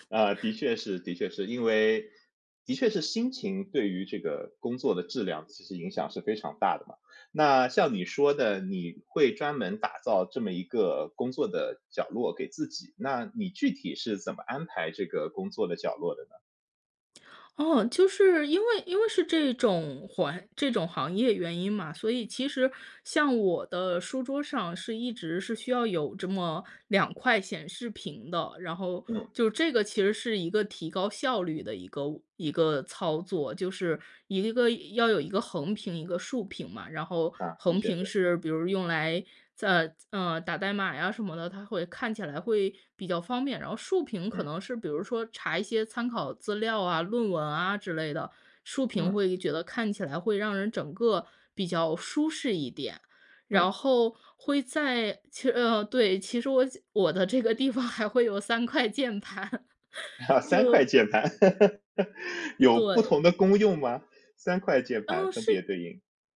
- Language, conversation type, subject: Chinese, podcast, 你会如何布置你的工作角落，让自己更有干劲？
- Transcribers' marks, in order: laughing while speaking: "地方还会有三 块键盘"; chuckle; laugh; laughing while speaking: "三 块键盘"